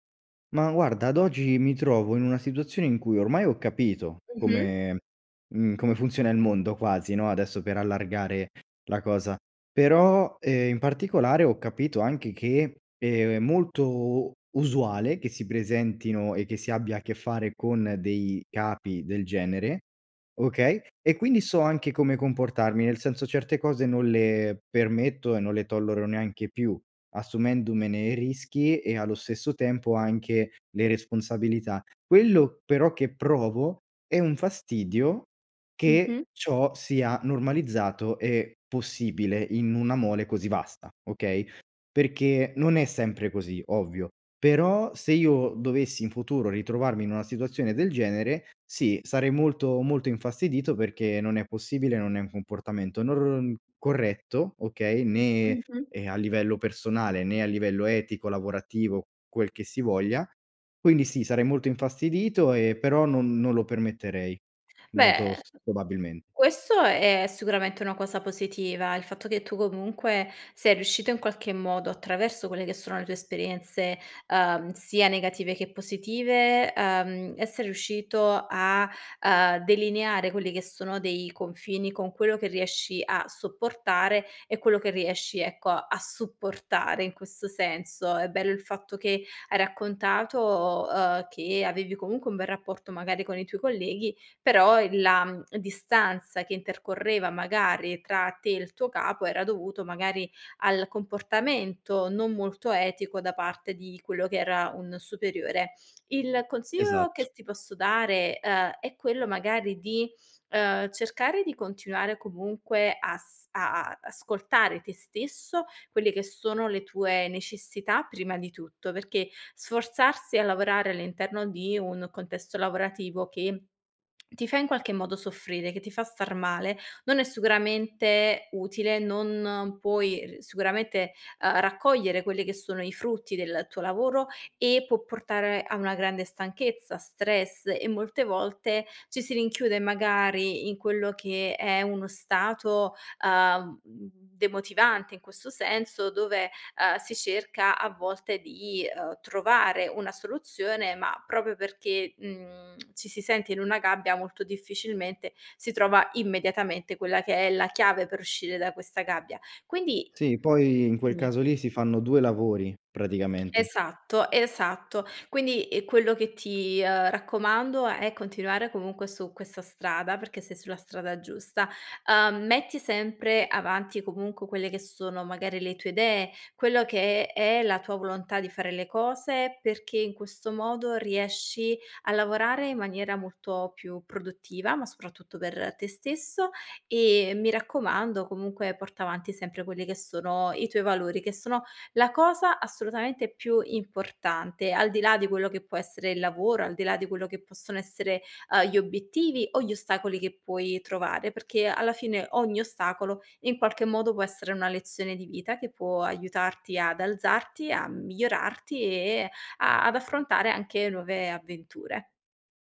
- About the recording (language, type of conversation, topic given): Italian, advice, Come posso stabilire dei confini con un capo o un collega troppo esigente?
- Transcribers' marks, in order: background speech; other background noise; "tollero" said as "tolloro"; "assumendomene" said as "assumendumene"; tapping; "consiglio" said as "consio"; "sicuramente" said as "suguramente"; "proprio" said as "propio"